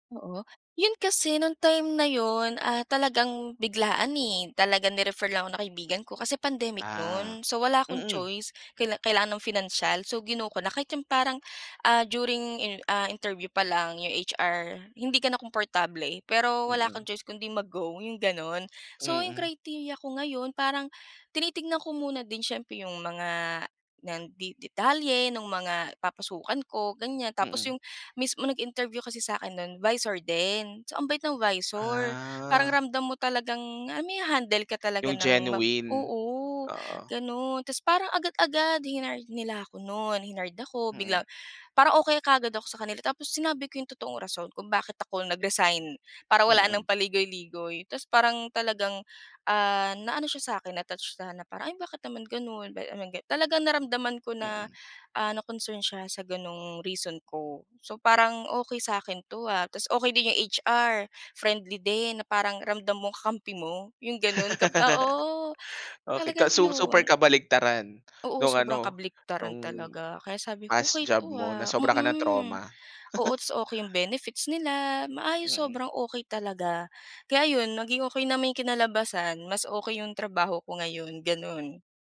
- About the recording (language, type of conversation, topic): Filipino, podcast, Paano mo pinapasiya kung aalis ka na ba sa trabaho o magpapatuloy ka pa?
- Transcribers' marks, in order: in English: "criteria"; drawn out: "Ah"; laugh